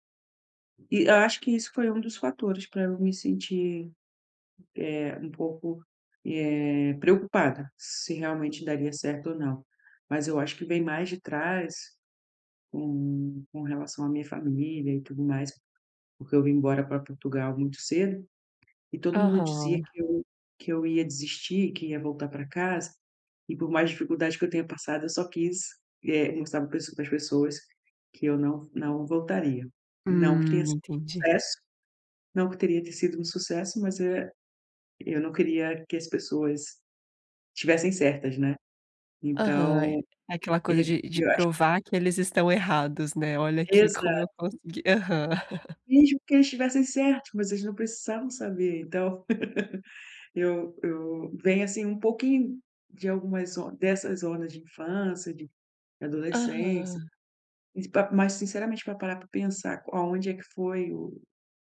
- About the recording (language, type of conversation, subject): Portuguese, advice, Como posso lidar com o medo e a incerteza durante uma transição?
- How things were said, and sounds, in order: tapping; giggle